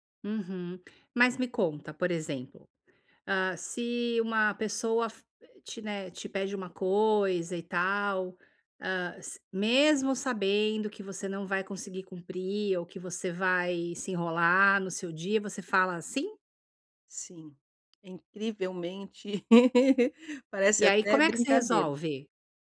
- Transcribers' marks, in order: laugh
- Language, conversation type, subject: Portuguese, advice, Como posso definir limites claros sobre a minha disponibilidade?